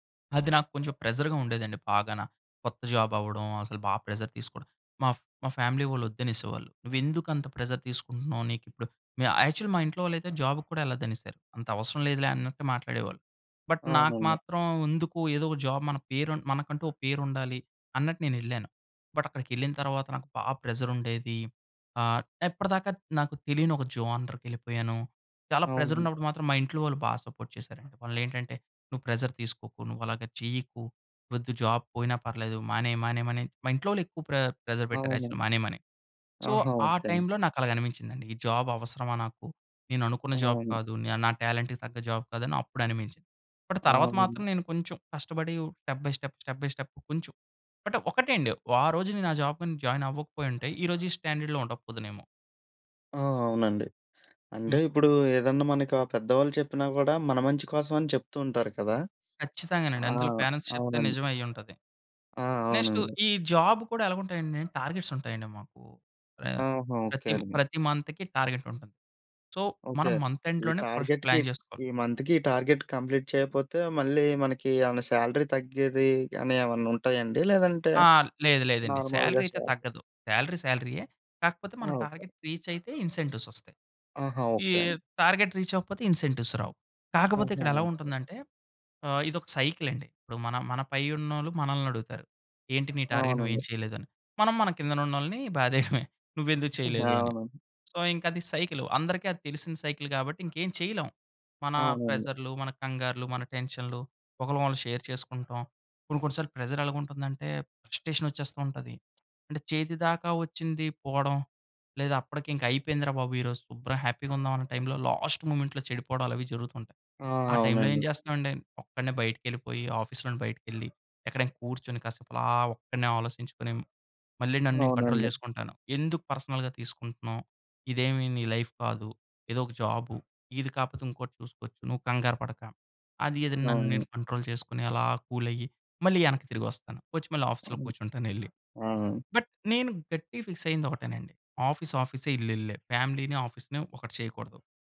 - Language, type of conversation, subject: Telugu, podcast, మీ పని మీ జీవితానికి ఎలాంటి అర్థం ఇస్తోంది?
- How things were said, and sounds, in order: in English: "ప్రెసర్‌గా"; in English: "జాబ్"; in English: "ప్రెసర్"; in English: "ఫ్యామిలీ"; in English: "ప్రెసర్"; in English: "మ్యా-యాక్చువల్‌ల్లి"; in English: "జాబ్‌కి"; in English: "బట్"; in English: "జాబ్"; in English: "బట్"; in English: "ప్రెసర్"; in English: "ప్రెసర్"; in English: "సపోర్ట్"; in English: "ప్రెషర్"; in English: "జాబ్"; in English: "ప్రె ప్రెసర్"; in English: "యాక్చువల్‌గా"; in English: "సో"; in English: "జాబ్"; in English: "జాబ్"; in English: "టాలెంట్‌కి"; in English: "జాబ్"; in English: "బట్"; in English: "స్టెప్ బై స్టెప్, స్టెప్ బై స్టెప్"; in English: "బట్"; in English: "జాబ్‌కి జాయిన్"; in English: "స్టాండర్డ్‌లో"; in English: "పేరెంట్స్"; in English: "నెక్స్ట్"; in English: "జాబ్"; in English: "టార్గెట్స్"; in English: "మంత్‌కి టార్గెట్"; in English: "సో"; in English: "మంత్ ఎండ్‌లోనే ఫస్ట్ ప్లాన్"; in English: "టార్గెట్‌కి"; in English: "మంత్‌కి"; in English: "టార్గెట్ కంప్లీట్"; in English: "సాలరీ"; in English: "నార్మల్‌గా సాలరీ"; in English: "సాలరీ"; in English: "సాలరీ"; in English: "టార్గెట్ రీచ్"; in English: "ఇన్సెంటివ్స్"; in English: "టార్గెట్ రీచ్"; in English: "ఇన్సెంటివ్స్"; in English: "టార్గెట్"; chuckle; in English: "సో"; in English: "షేర్"; in English: "ప్రెసర్"; in English: "ఫ్రస్ట్రేషన్"; in English: "హ్యాపీ‌గా"; in English: "లాస్ట్ మొమెంట్‌లో"; in English: "ఆఫీస్‌లో"; in English: "కంట్రోల్"; in English: "పర్సనల్‌గా"; in English: "లైఫ్"; in English: "కంట్రోల్"; in English: "కూల్"; in English: "ఆఫీస్‌లో"; in English: "బట్"; in English: "ఫిక్స్"; in English: "ఆఫీస్"; in English: "ఫ్యామిలీని, ఆఫీస్‌ని"